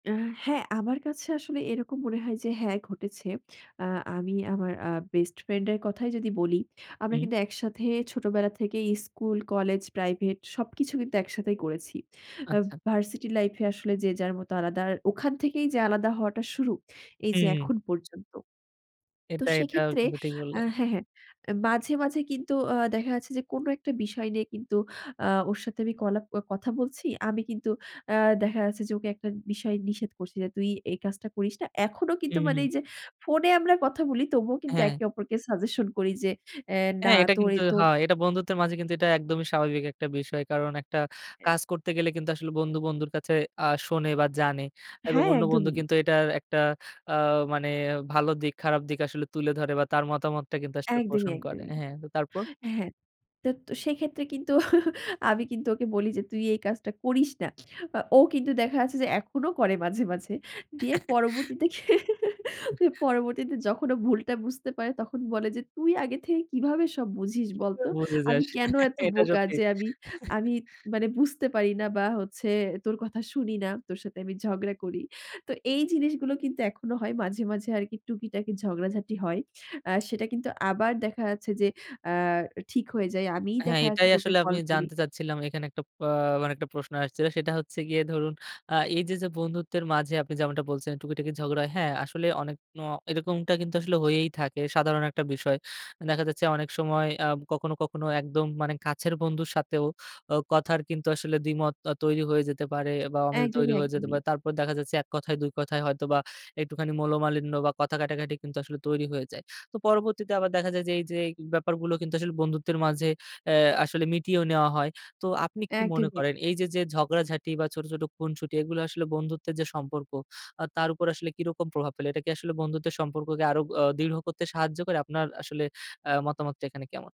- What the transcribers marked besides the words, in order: other noise; laugh; laugh; other background noise; laughing while speaking: "এটা সত্যি"; chuckle; "মনোমালিন্য" said as "মলমালিন্য"
- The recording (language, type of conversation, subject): Bengali, podcast, দীর্ঘদিনের বন্ধুত্ব কীভাবে টিকিয়ে রাখবেন?